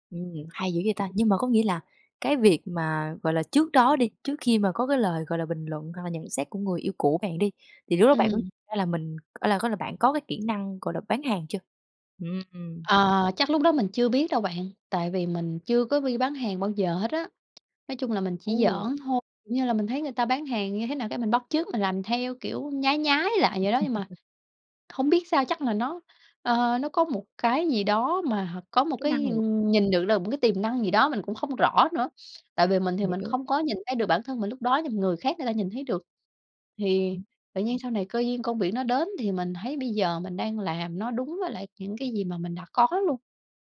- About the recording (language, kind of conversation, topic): Vietnamese, podcast, Bạn biến kỹ năng thành cơ hội nghề nghiệp thế nào?
- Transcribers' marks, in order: tapping; other background noise; laugh; unintelligible speech